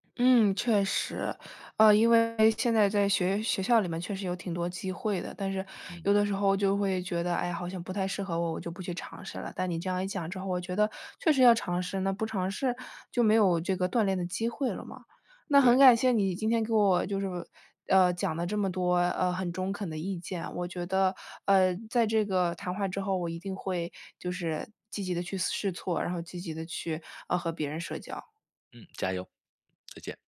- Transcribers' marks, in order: none
- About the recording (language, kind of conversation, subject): Chinese, advice, 社交场合出现尴尬时我该怎么做？